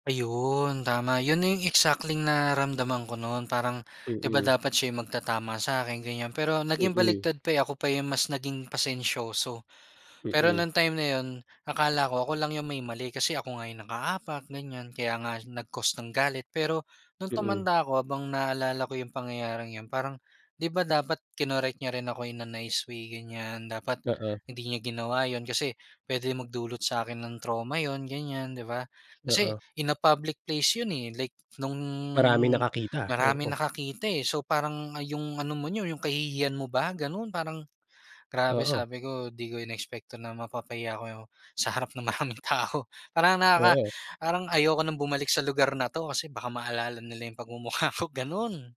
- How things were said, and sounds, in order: tapping; laughing while speaking: "maraming tao"; laughing while speaking: "pagmumukha ko"
- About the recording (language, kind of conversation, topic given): Filipino, podcast, Paano ninyo ipinapakita ang paggalang sa mga matatanda?
- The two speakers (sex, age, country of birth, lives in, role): male, 25-29, Philippines, Philippines, guest; male, 35-39, Philippines, Philippines, host